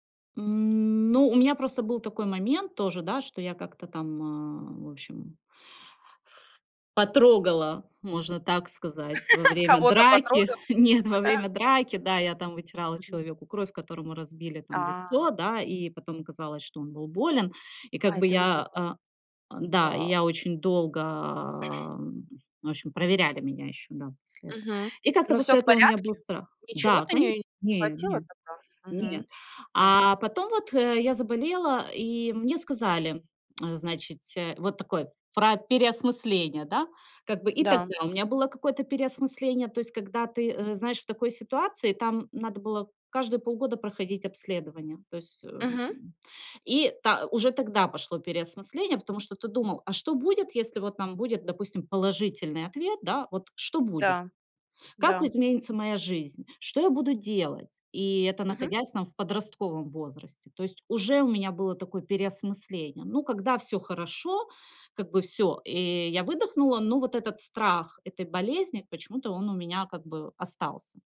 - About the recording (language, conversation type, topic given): Russian, podcast, Какие события заставили тебя переосмыслить свою жизнь?
- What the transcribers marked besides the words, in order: laugh; laughing while speaking: "Кого-то потрогала?"; chuckle; other background noise